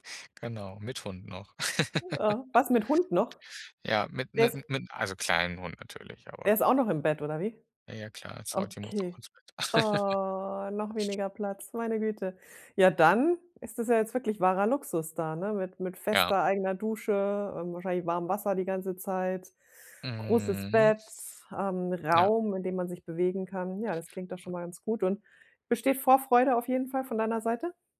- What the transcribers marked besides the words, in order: other noise; laugh; drawn out: "Oh"; laugh; stressed: "dann"; drawn out: "Mhm"
- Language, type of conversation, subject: German, podcast, Wie findest du die Balance zwischen Geld und Freude?